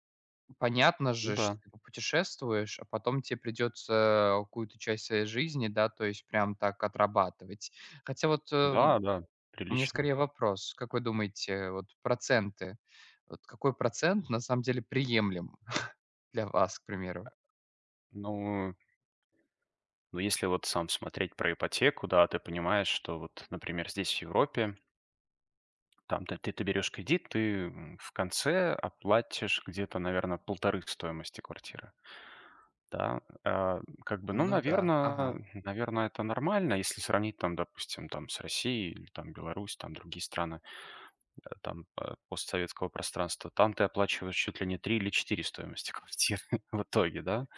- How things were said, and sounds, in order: chuckle; laughing while speaking: "квартиры"
- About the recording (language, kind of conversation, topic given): Russian, unstructured, Почему кредитные карты иногда кажутся людям ловушкой?